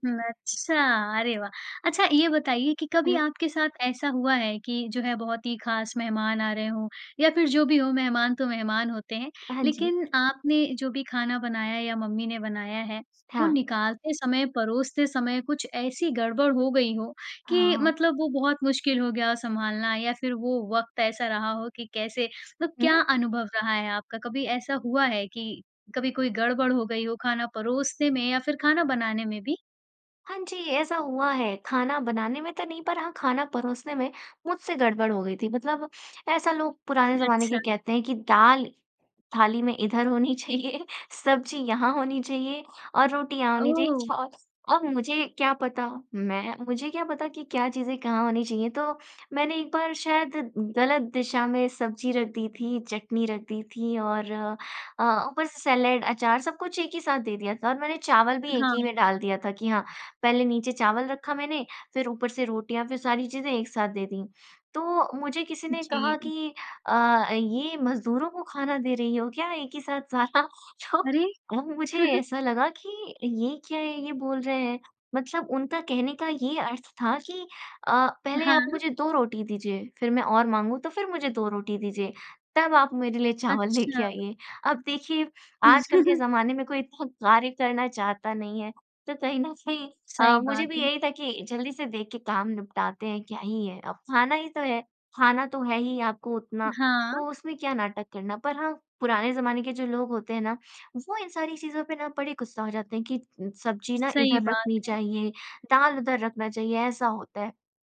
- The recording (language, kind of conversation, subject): Hindi, podcast, मेहमान आने पर आप आम तौर पर खाना किस क्रम में और कैसे परोसते हैं?
- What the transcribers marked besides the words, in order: laughing while speaking: "होनी चाहिए सब्ज़ी यहाँ होनी चाहिए और रोटी यहाँ होनी चाहिए"; in English: "सैलेड"; laughing while speaking: "एक ही साथ सारा?"; surprised: "अरे!"; chuckle; laughing while speaking: "चावल लेके आइए"; chuckle; laughing while speaking: "कहीं न कहीं"